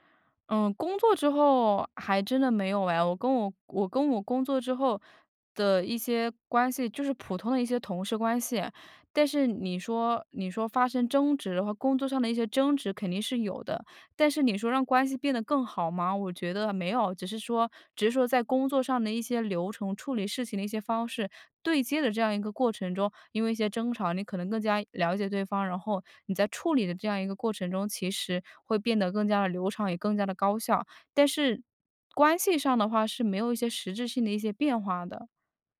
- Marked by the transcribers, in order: none
- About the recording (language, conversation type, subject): Chinese, podcast, 有没有一次和解让关系变得更好的例子？